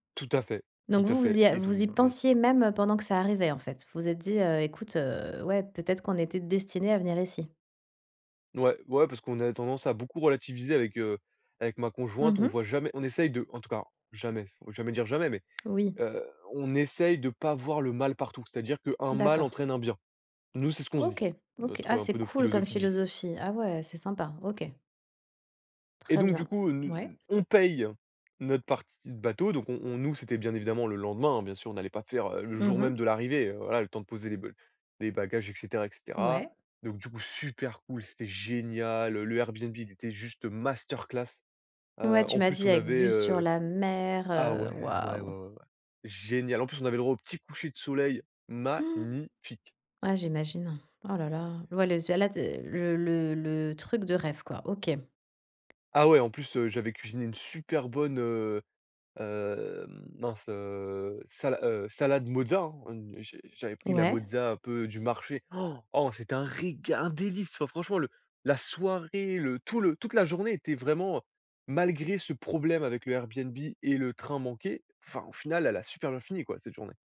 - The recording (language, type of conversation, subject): French, podcast, As-tu déjà raté un train pour mieux tomber ailleurs ?
- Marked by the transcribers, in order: tapping; stressed: "paye"; gasp; stressed: "magnifique"; other background noise; "mozzarella" said as "mozza"; "mozzarella" said as "mozza"; gasp